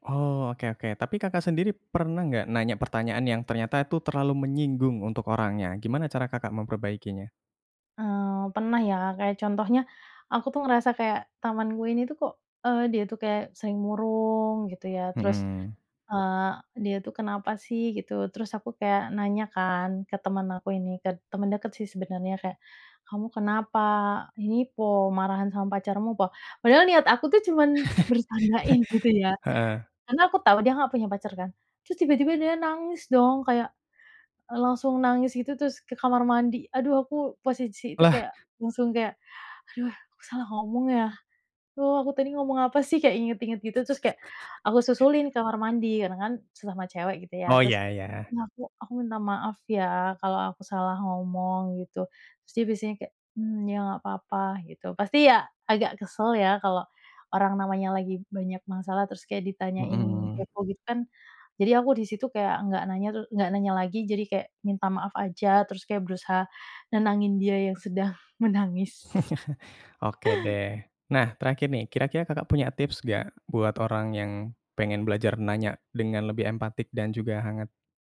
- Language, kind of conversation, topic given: Indonesian, podcast, Bagaimana cara mengajukan pertanyaan agar orang merasa nyaman untuk bercerita?
- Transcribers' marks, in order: in Javanese: "po?"; in Javanese: "po?"; chuckle; laugh; chuckle